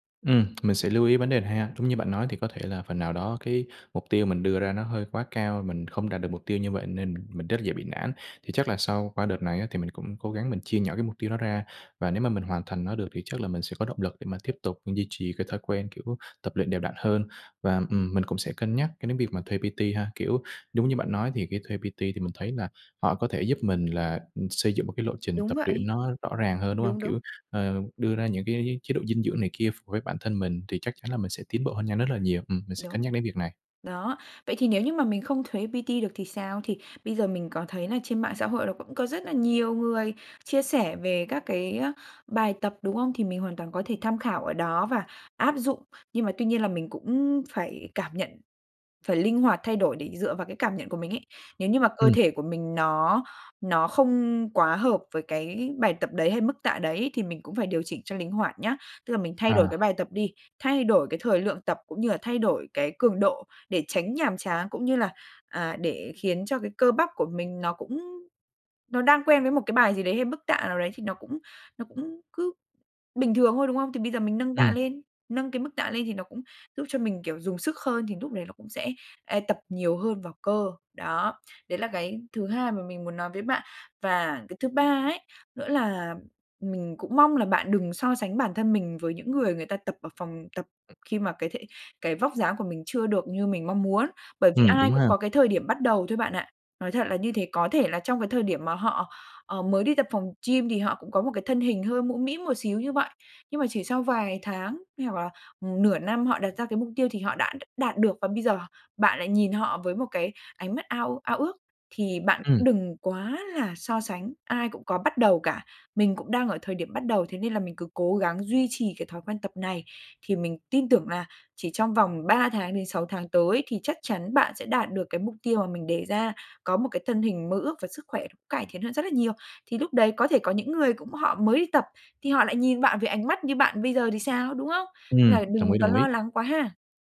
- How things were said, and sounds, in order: tapping; in English: "P-T"; in English: "P-T"; other background noise; in English: "P-T"
- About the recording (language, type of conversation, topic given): Vietnamese, advice, Làm thế nào để duy trì thói quen tập luyện lâu dài khi tôi hay bỏ giữa chừng?